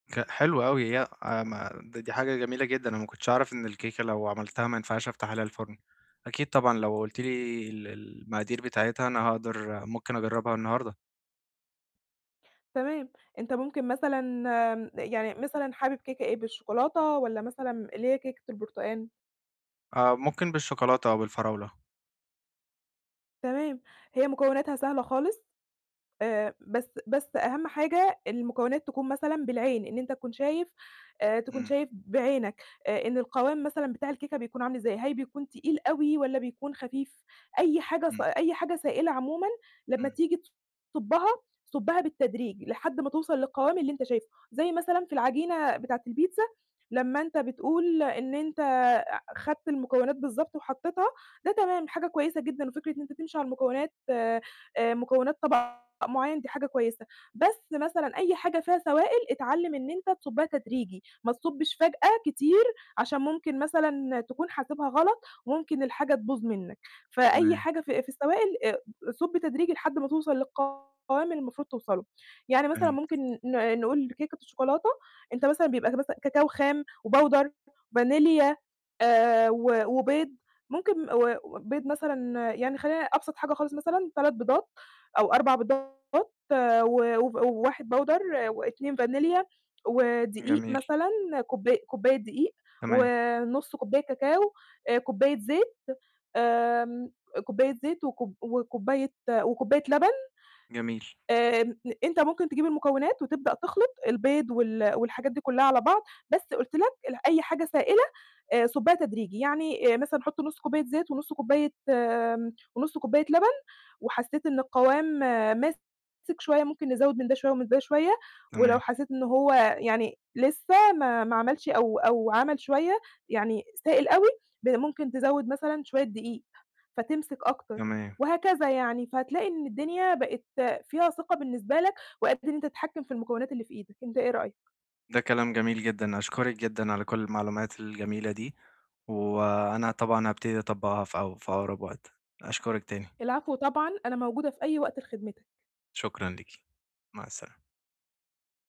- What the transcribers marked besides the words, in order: distorted speech; in English: "وpowder"; in English: "powder"
- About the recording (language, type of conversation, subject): Arabic, advice, إزاي أبني ثقتي بنفسي وأنا بطبخ في البيت؟